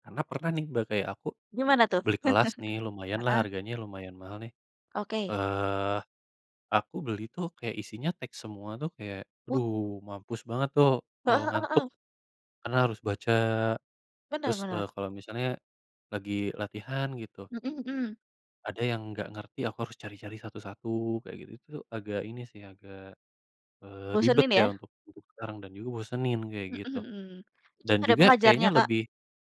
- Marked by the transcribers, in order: tapping; laugh; other background noise
- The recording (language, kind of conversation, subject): Indonesian, unstructured, Menurutmu, bagaimana cara membuat pelajaran menjadi lebih menyenangkan?
- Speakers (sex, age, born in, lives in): female, 20-24, Indonesia, Indonesia; male, 25-29, Indonesia, Indonesia